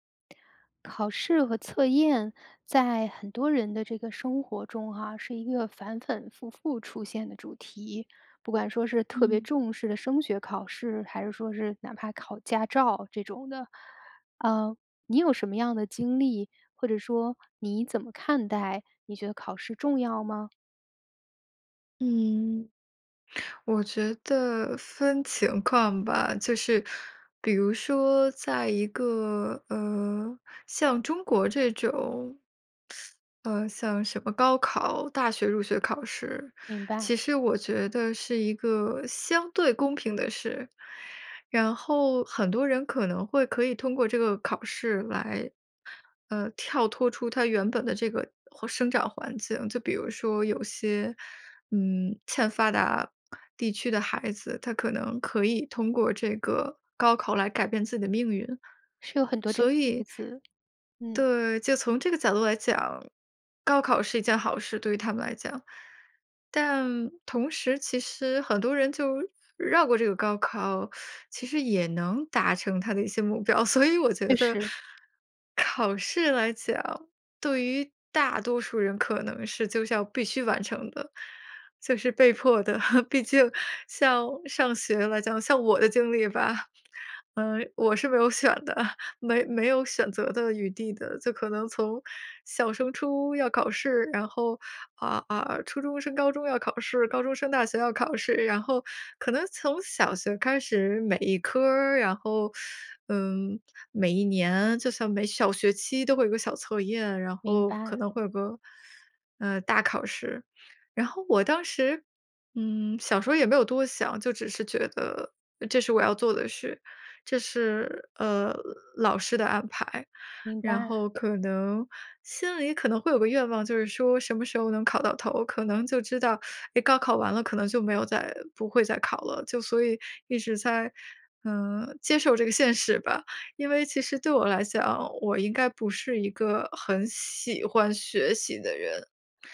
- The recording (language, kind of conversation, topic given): Chinese, podcast, 你怎么看待考试和测验的作用？
- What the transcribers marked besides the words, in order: "反反复复" said as "反粉复复"; teeth sucking; laughing while speaking: "所以"; tapping; chuckle; laughing while speaking: "选的"